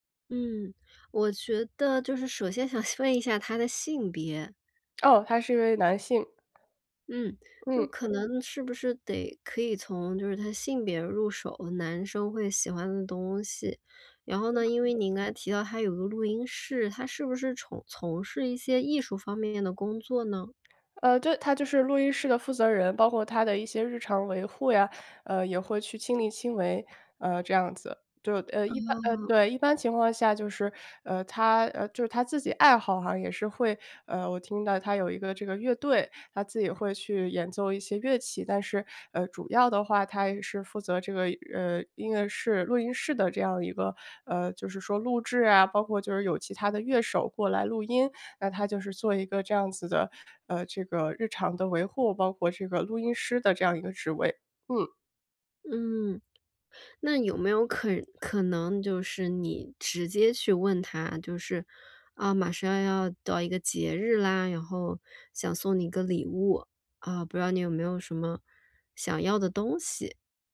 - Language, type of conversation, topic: Chinese, advice, 怎样挑选礼物才能不出错并让对方满意？
- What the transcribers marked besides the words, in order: other background noise